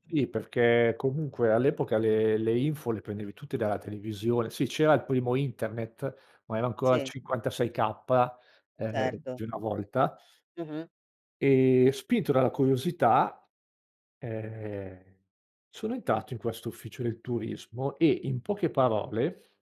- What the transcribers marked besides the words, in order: other background noise
- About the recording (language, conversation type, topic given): Italian, podcast, Qual è una scelta che ti ha cambiato la vita?
- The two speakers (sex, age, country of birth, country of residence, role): female, 55-59, Italy, Italy, host; male, 45-49, Italy, Italy, guest